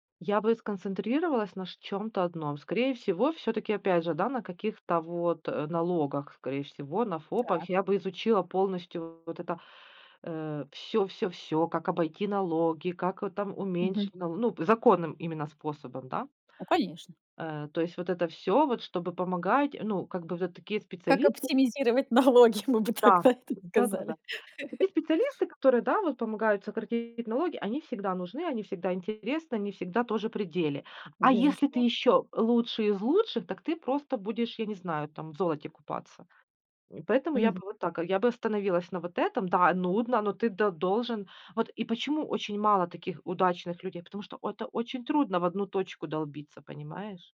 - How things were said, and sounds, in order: laughing while speaking: "налоги, мы бы тогда это сказали"; chuckle; other background noise
- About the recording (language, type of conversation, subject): Russian, podcast, Как ты сейчас понимаешь, что такое успех в работе?